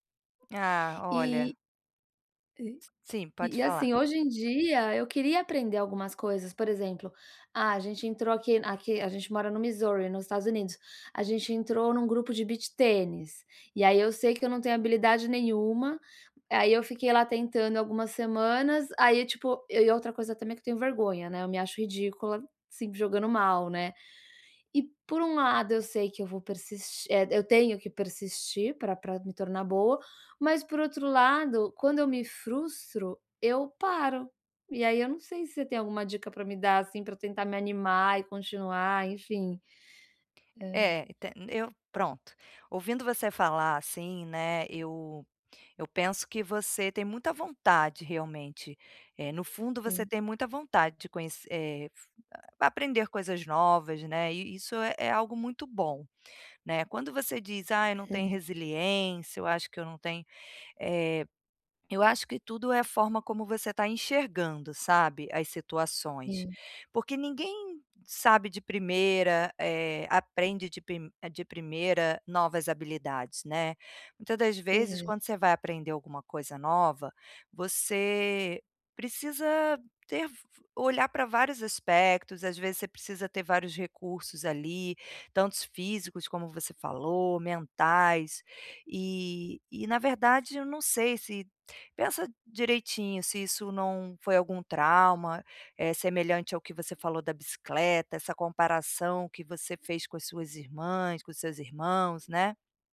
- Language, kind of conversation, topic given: Portuguese, advice, Como posso aprender novas habilidades sem ficar frustrado?
- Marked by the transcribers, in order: other background noise; tapping; unintelligible speech